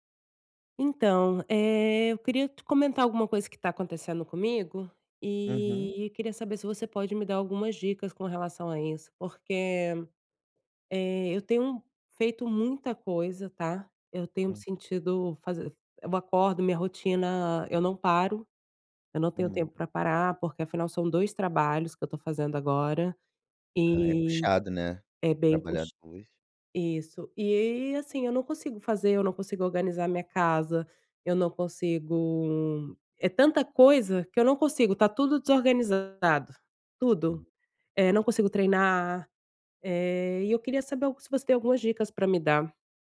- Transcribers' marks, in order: none
- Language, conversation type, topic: Portuguese, advice, Como posso lidar com a sobrecarga de tarefas e a falta de tempo para trabalho concentrado?